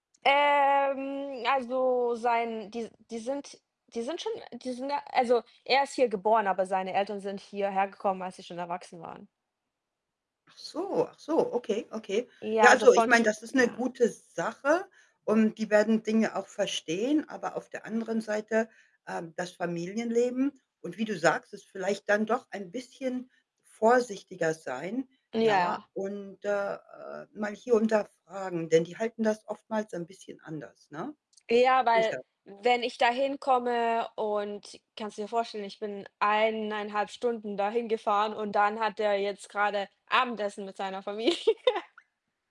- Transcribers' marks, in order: drawn out: "Ähm"; laughing while speaking: "Familie"
- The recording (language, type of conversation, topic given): German, unstructured, Wie gehst du mit Enttäuschungen in der Liebe um?